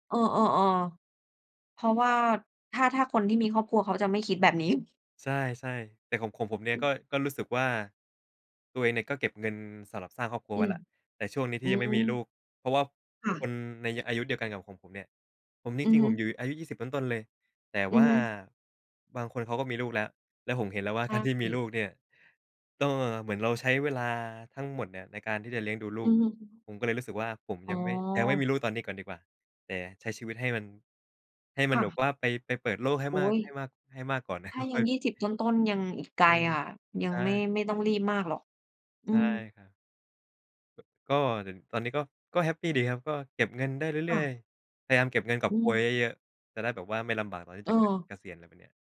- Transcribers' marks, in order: laughing while speaking: "นี้"; tapping; chuckle
- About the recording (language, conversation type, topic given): Thai, unstructured, เงินมีความสำคัญกับชีวิตคุณอย่างไรบ้าง?